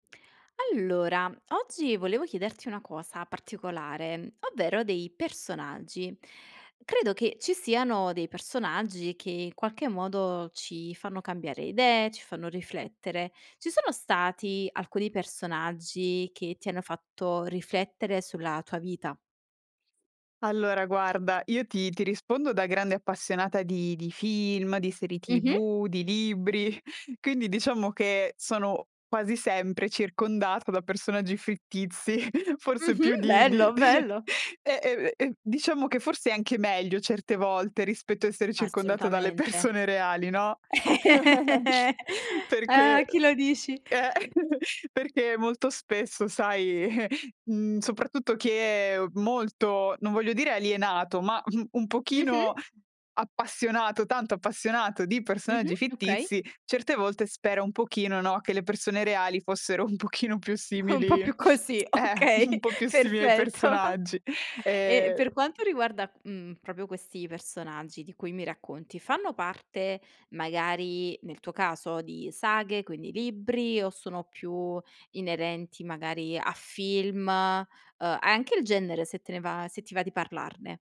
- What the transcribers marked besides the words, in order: other background noise; chuckle; "fittizi" said as "frittizi"; chuckle; joyful: "bello, bello"; laughing while speaking: "di"; chuckle; tapping; laugh; laughing while speaking: "persone"; giggle; chuckle; chuckle; laughing while speaking: "Un po' più così, okay, perfetto"; tongue click; "proprio" said as "propio"; "libri" said as "libbri"
- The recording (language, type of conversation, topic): Italian, podcast, Perché alcuni personaggi ci spingono a riflettere sulla nostra vita?